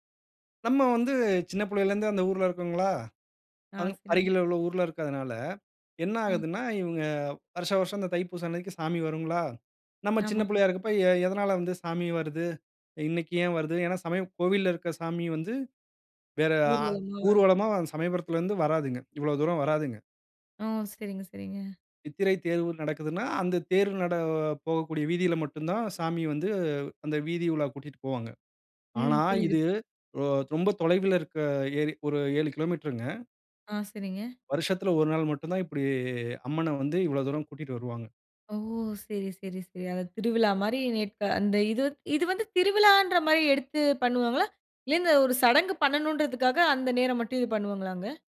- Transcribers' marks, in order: drawn out: "இப்படி"
- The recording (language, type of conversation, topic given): Tamil, podcast, பண்டிகை நாட்களில் நீங்கள் பின்பற்றும் தனிச்சிறப்பு கொண்ட மரபுகள் என்னென்ன?